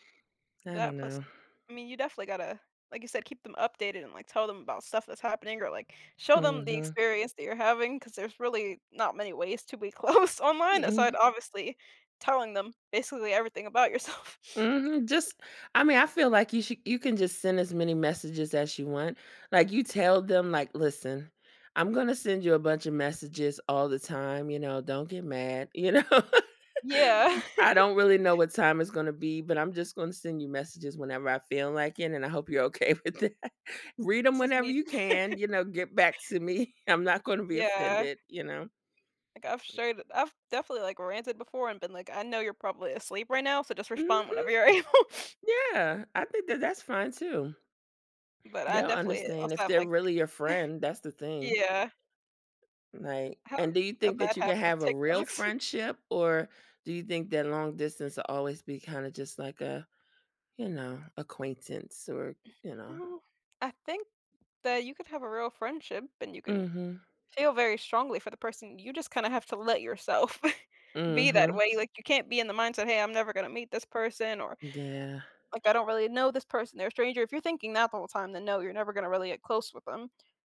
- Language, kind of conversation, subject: English, unstructured, What helps friendships stay strong when you can't see each other often?
- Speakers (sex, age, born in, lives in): female, 20-24, United States, United States; female, 45-49, United States, United States
- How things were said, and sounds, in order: other background noise; laughing while speaking: "close"; laughing while speaking: "yourself"; laughing while speaking: "you know"; chuckle; laughing while speaking: "with that"; chuckle; laughing while speaking: "able"; sniff; chuckle; laughing while speaking: "TikToks"; chuckle